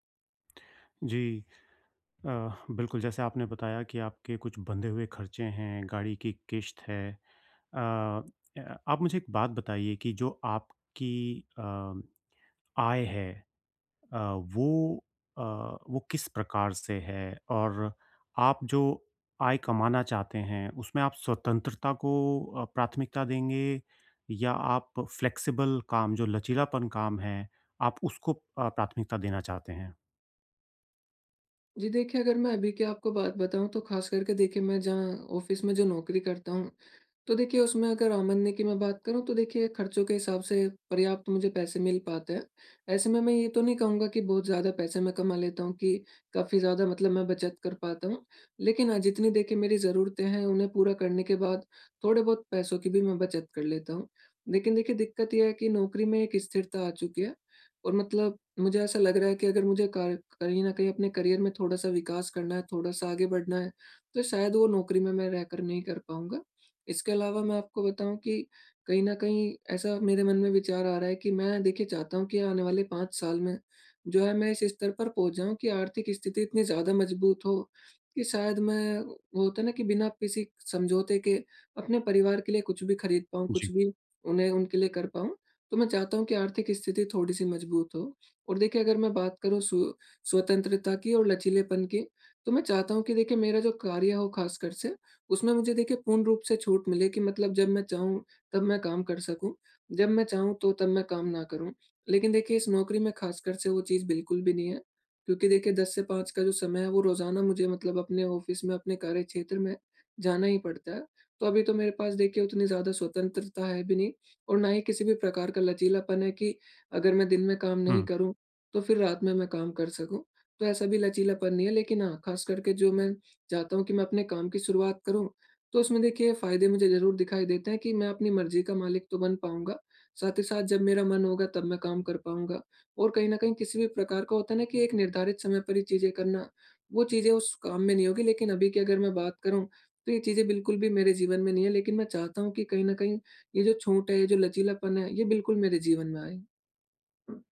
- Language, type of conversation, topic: Hindi, advice, करियर में अर्थ के लिए जोखिम लिया जाए या स्थिरता चुनी जाए?
- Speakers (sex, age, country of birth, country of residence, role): male, 20-24, India, India, user; male, 40-44, India, United States, advisor
- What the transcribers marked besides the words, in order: tapping; in English: "फ्लेक्सिबल"; in English: "ऑफ़िस"; "आमदनी" said as "आमनी"; in English: "करियर"; in English: "ऑफ़िस"